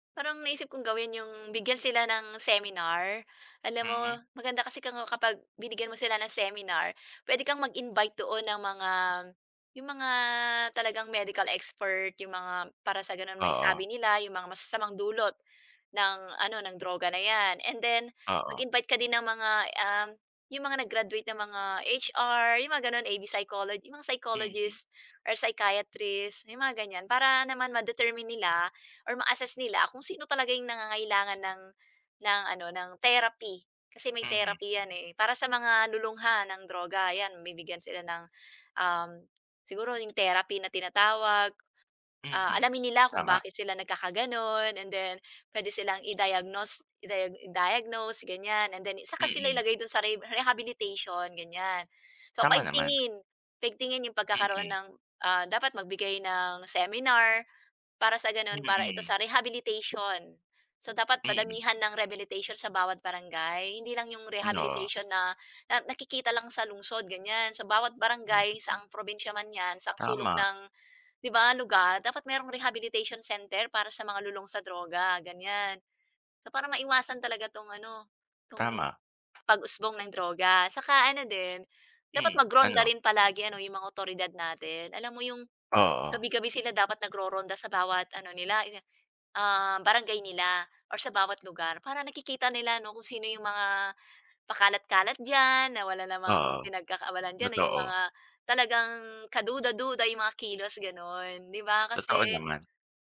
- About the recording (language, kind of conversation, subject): Filipino, unstructured, Ano ang nararamdaman mo kapag may umuusbong na isyu ng droga sa inyong komunidad?
- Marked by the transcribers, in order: tapping